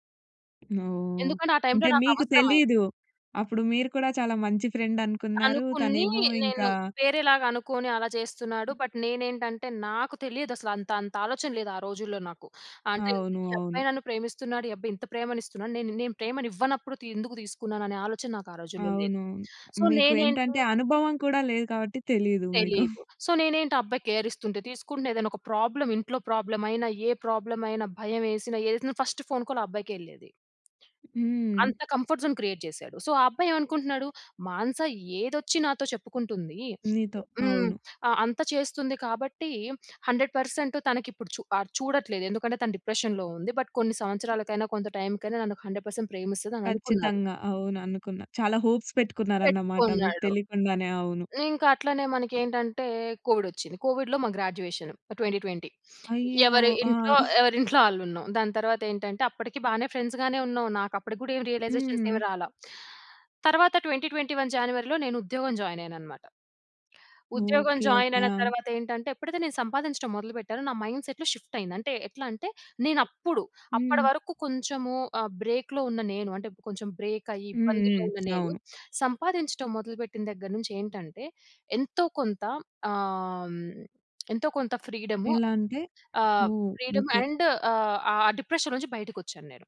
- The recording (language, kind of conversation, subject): Telugu, podcast, పశ్చాత్తాపాన్ని మాటల్లో కాకుండా ఆచరణలో ఎలా చూపిస్తావు?
- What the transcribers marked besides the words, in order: in English: "టైంలో"; "అనుకుని" said as "అనుకున్ని"; in English: "బట్"; in English: "సో"; chuckle; in English: "సో"; in English: "ప్రాబ్లమ్"; in English: "ఫస్ట్"; in English: "కాల్"; in English: "కంఫర్ట్ జోన్ క్రియేట్"; in English: "సో"; in English: "డిప్రెషన్‌లో"; in English: "బట్"; in English: "హోప్స్"; in English: "ట్వెంటీ ట్వెంటీ"; sniff; giggle; chuckle; in English: "ఫ్రెండ్స్"; in English: "రియలైజేషన్స్"; in English: "ట్వెంటీ ట్వెంటీ వన్"; in English: "మైండ్‌సెట్‌లో"; in English: "బ్రేక్‌లో"; in English: "ఫ్రీడమ్ అండ్"; in English: "డిప్రెషన్"